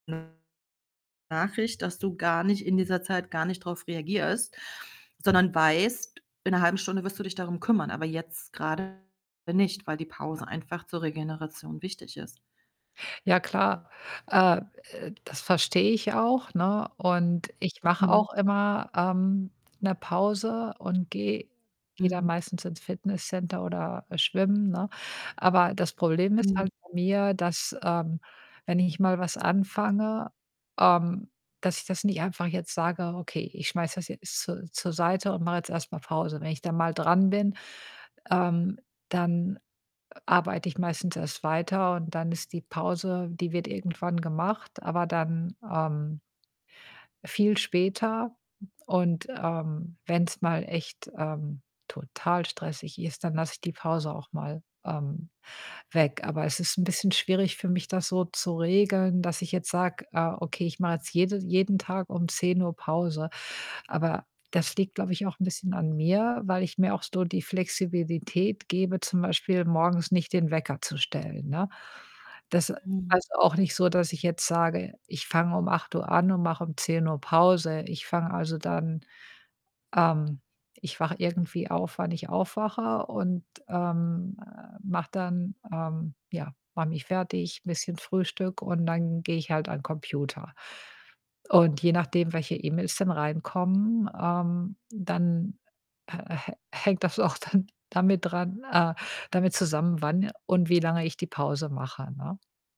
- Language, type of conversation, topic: German, advice, Welche Schwierigkeiten hast du dabei, deine Arbeitszeit und Pausen selbst zu regulieren?
- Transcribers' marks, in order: unintelligible speech; other background noise; distorted speech; laughing while speaking: "auch dann"